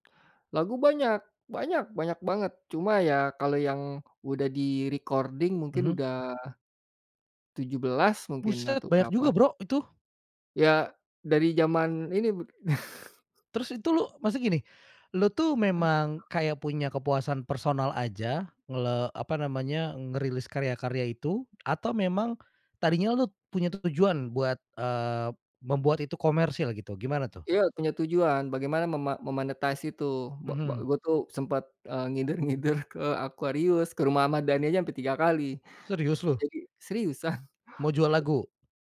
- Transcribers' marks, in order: in English: "di-recording"; chuckle; in English: "me-monetize"; laughing while speaking: "ngider-ngider"; other background noise
- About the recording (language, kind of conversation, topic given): Indonesian, podcast, Bagaimana cerita pribadi kamu memengaruhi karya yang kamu buat?
- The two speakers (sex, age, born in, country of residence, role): male, 35-39, Indonesia, Indonesia, host; male, 45-49, Indonesia, Indonesia, guest